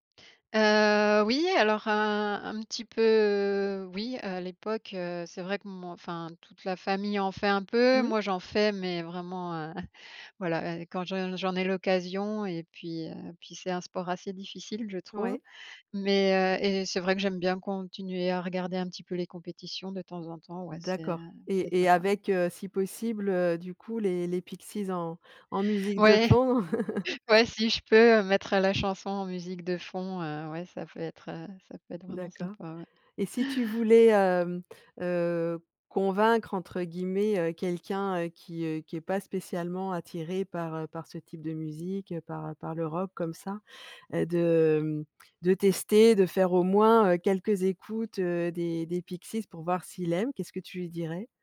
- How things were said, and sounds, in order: drawn out: "Heu"; drawn out: "peu"; other background noise; chuckle
- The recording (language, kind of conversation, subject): French, podcast, Quelle chanson représente une période clé de ta vie?